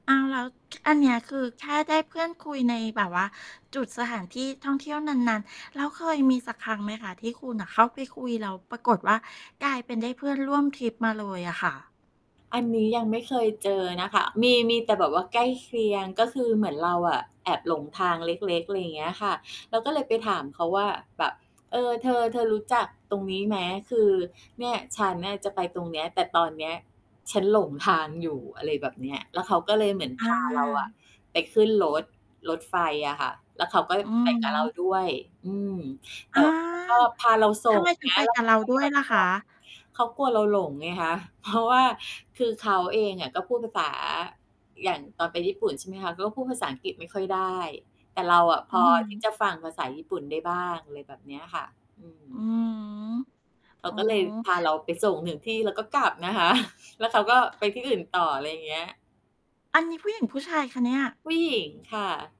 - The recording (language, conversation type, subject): Thai, podcast, มีคำแนะนำอะไรบ้างสำหรับคนที่อยากลองเที่ยวคนเดียวครั้งแรก?
- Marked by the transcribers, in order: other noise; static; distorted speech; laughing while speaking: "เพราะ"; laughing while speaking: "คะ"